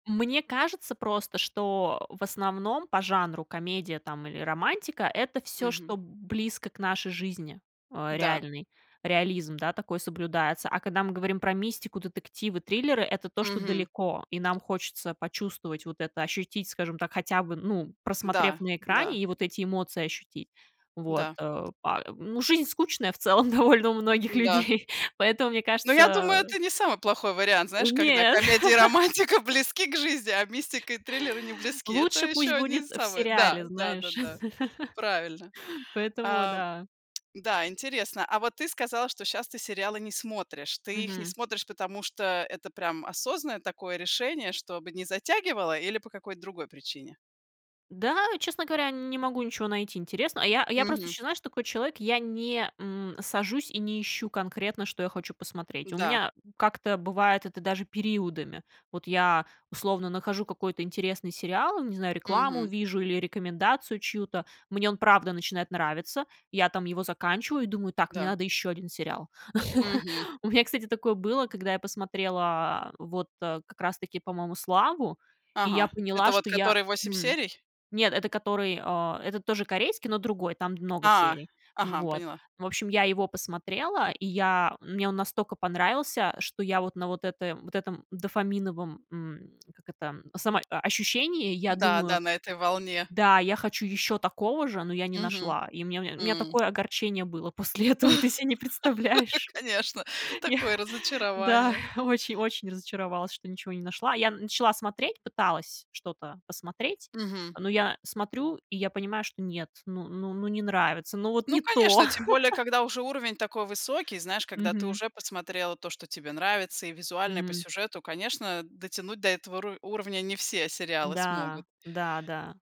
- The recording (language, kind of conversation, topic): Russian, podcast, Почему, по-твоему, сериалы так затягивают?
- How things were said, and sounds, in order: tapping; laughing while speaking: "довольно у многих людей"; laugh; laughing while speaking: "и романтика"; laugh; chuckle; laugh; laughing while speaking: "после этого"; laughing while speaking: "Я да"; laugh